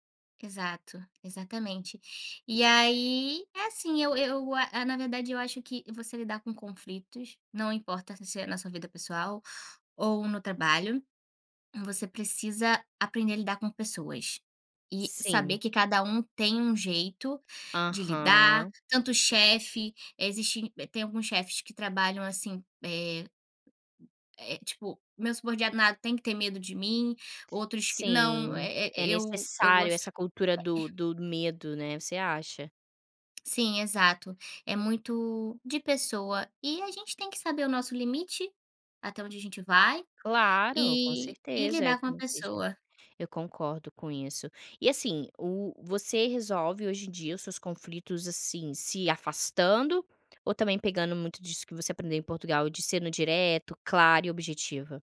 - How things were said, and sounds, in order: tapping; "subordinado" said as "subordianado"; unintelligible speech
- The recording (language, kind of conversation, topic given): Portuguese, podcast, Como você resolve conflitos entre colegas de trabalho?